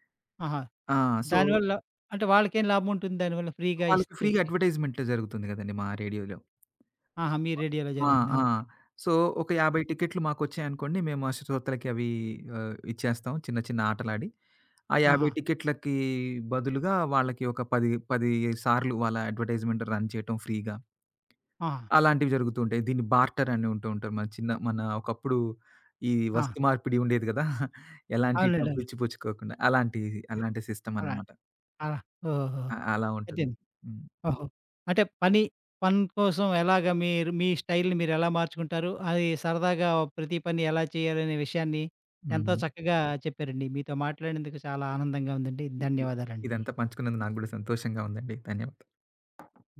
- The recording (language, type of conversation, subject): Telugu, podcast, పని నుంచి ఫన్‌కి మారేటప్పుడు మీ దుస్తుల స్టైల్‌ను ఎలా మార్చుకుంటారు?
- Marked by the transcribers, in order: in English: "సో"; in English: "ఫ్రీగా"; in English: "ఫ్రీగా"; in English: "రేడియోలో"; other background noise; in English: "సో"; in English: "అడ్వర్టైజ్‌మెంట్ రన్"; in English: "ఫ్రీగా"; tapping; in English: "బార్టర్"; giggle; in English: "సిస్టమ్"; in English: "స్టైల్‌ని"